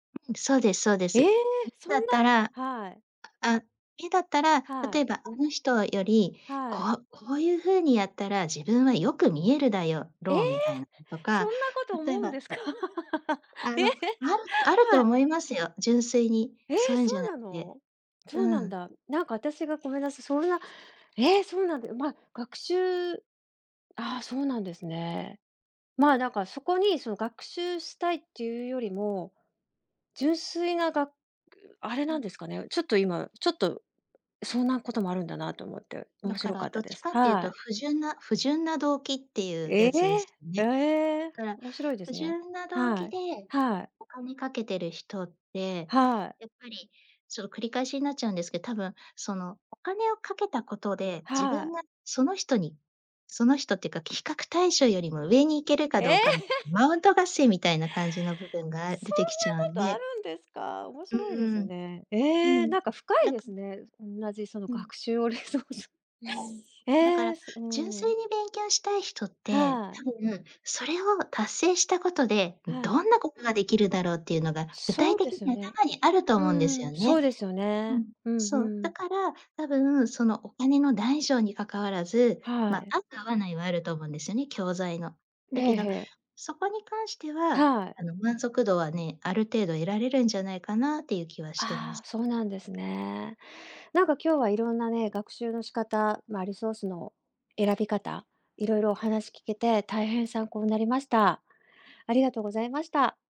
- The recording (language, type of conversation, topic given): Japanese, podcast, おすすめの学習リソースは、どのような基準で選んでいますか？
- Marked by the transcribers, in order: other background noise; tapping; laugh; laughing while speaking: "ええ"; chuckle; unintelligible speech